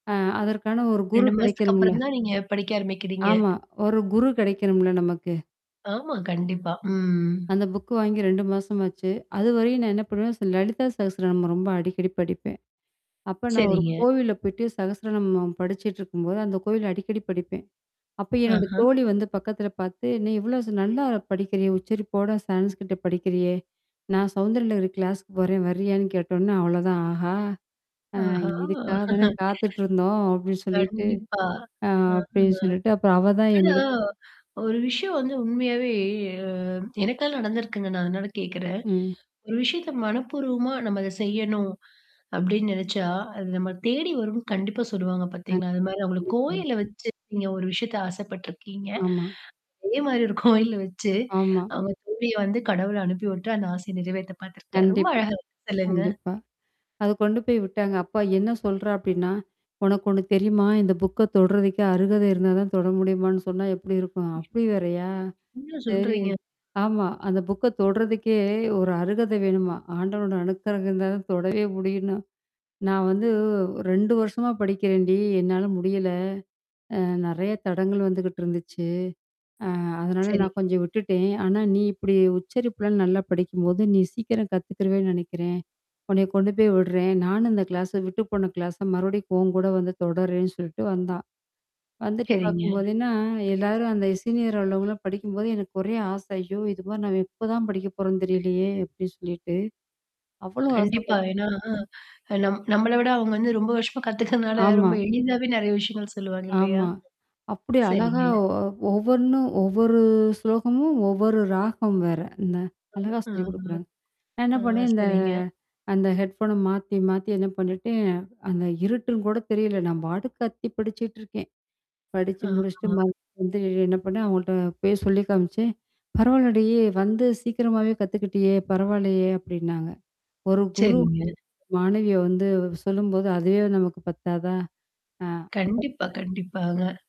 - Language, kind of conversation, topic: Tamil, podcast, நீங்கள் கற்ற விஷயங்களை மறக்காமல் நினைவில் வைத்திருக்க எந்த வழிகளைப் பயன்படுத்துகிறீர்கள்?
- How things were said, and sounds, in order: static; tapping; in English: "புக்கு"; in English: "சான்ஸ்கிரீட்ட"; in English: "கிளாஸ்க்கு"; distorted speech; laughing while speaking: "ஆஹா!"; other noise; "எனக்கே" said as "எனக்கா"; other background noise; "நம்மள" said as "நம்மள்"; mechanical hum; "மாதரி" said as "மாரி"; laughing while speaking: "கோயில்ல வச்சு"; in English: "புக்க"; surprised: "என்னா சொல்றீங்க?"; in English: "புக்க"; in English: "கிளாஸ"; in English: "கிளாஸ"; in English: "சீனியர்"; "மாதிரி" said as "மாரி"; in English: "ஹெட்ஃபோன"; "படிச்சுட்டுருக்கேன்" said as "பிடிச்சுக்கிட்ருக்கேன்"; unintelligible speech